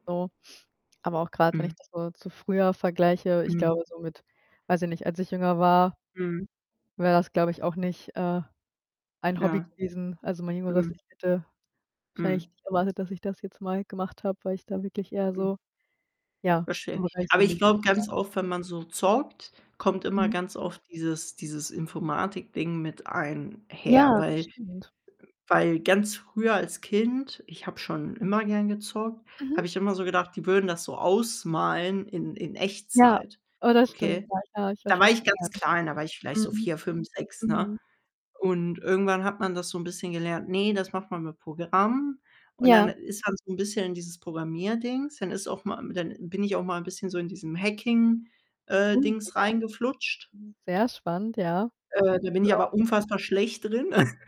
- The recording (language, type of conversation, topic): German, unstructured, Wie hat ein Hobby dein Leben verändert?
- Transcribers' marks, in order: distorted speech; mechanical hum; unintelligible speech; unintelligible speech; unintelligible speech; unintelligible speech; other background noise; unintelligible speech; chuckle